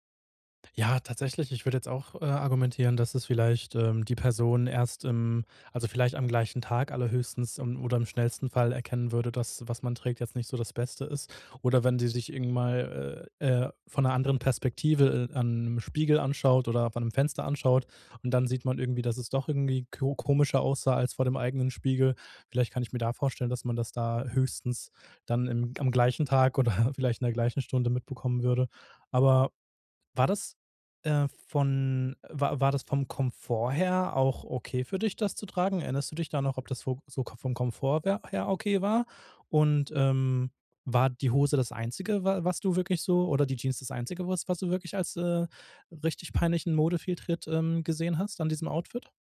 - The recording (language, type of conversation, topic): German, podcast, Was war dein peinlichster Modefehltritt, und was hast du daraus gelernt?
- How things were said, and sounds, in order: none